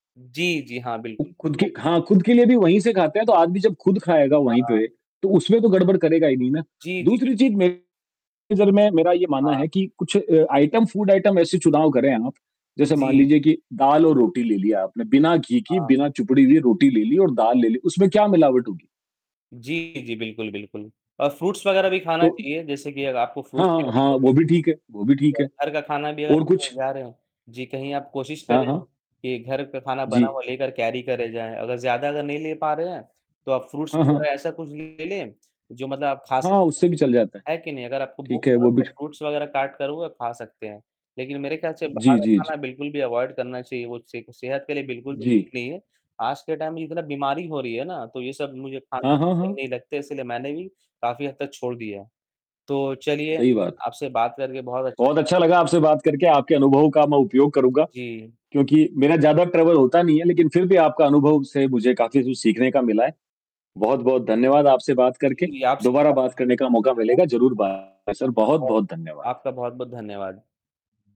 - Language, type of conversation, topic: Hindi, unstructured, बाहर का खाना खाने में आपको सबसे ज़्यादा किस बात का डर लगता है?
- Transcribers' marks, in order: static; tapping; distorted speech; other background noise; in English: "आइटम फूड आइटम"; in English: "फ्रूट्स"; in English: "फ्रूट्स कैरी"; in English: "कैरी"; in English: "फ्रूट्स"; in English: "फ्रूट्स"; in English: "अवॉइड"; in English: "टाइम"; in English: "ट्रैवल"; in English: "बाय"